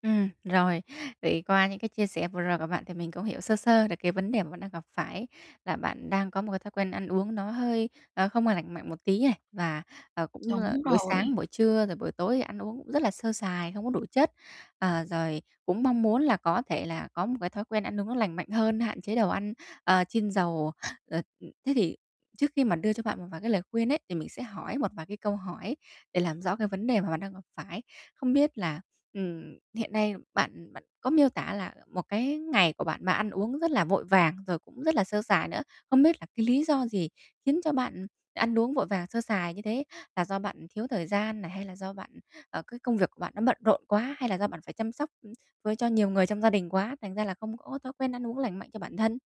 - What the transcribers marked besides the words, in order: other background noise; tapping; other noise
- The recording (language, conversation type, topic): Vietnamese, advice, Làm sao để duy trì thói quen ăn uống lành mạnh khi bạn quá bận rộn và không có nhiều thời gian?